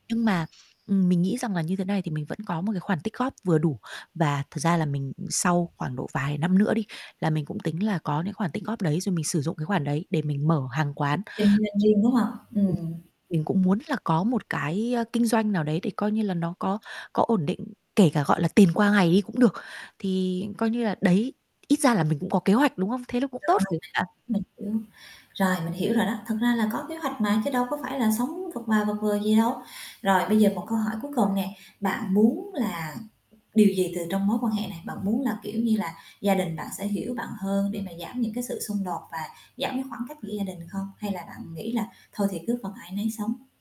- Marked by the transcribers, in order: tapping; other background noise; static; distorted speech; unintelligible speech
- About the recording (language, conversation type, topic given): Vietnamese, advice, Bạn cảm thấy bị người thân phán xét như thế nào vì chọn lối sống khác với họ?